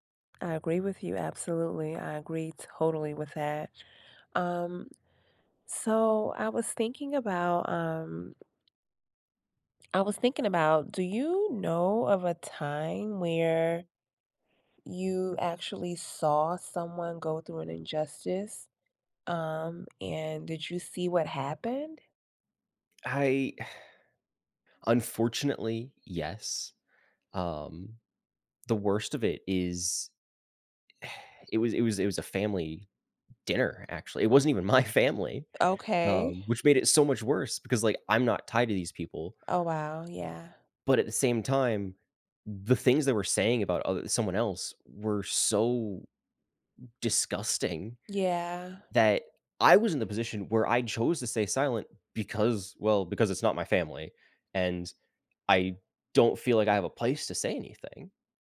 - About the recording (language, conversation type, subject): English, unstructured, Why do some people stay silent when they see injustice?
- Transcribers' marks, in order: other background noise; sigh; sigh; laughing while speaking: "my"; tapping